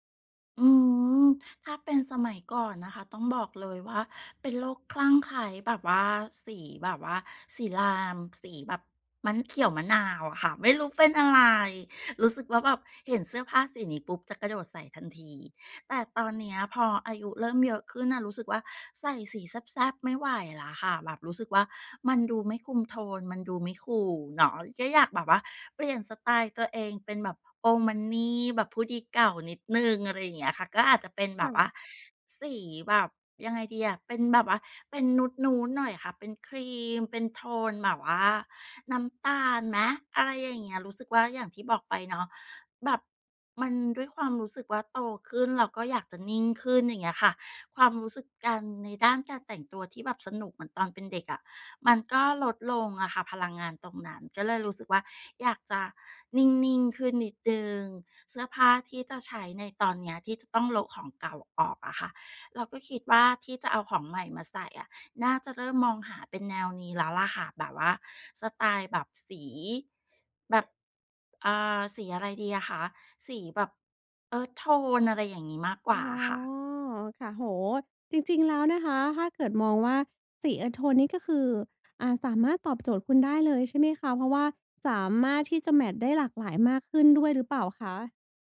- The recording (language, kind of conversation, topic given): Thai, advice, จะเริ่มหาสไตล์ส่วนตัวที่เหมาะกับชีวิตประจำวันและงบประมาณของคุณได้อย่างไร?
- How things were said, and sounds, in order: in English: "ไลม์"; in English: "คูล"; in English: "โอลด์มันนี"